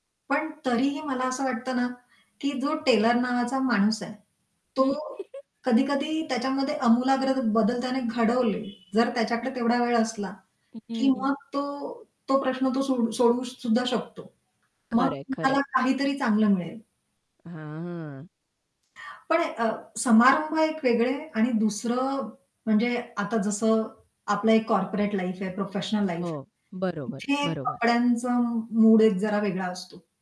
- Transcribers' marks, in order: static; horn; chuckle; other background noise; unintelligible speech; in English: "कॉर्पोरेट लाईफ"; in English: "प्रोफेशनल लाईफ"; tapping; distorted speech
- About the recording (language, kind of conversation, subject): Marathi, podcast, कपड्यांमुळे तुमचा मूड बदलतो का?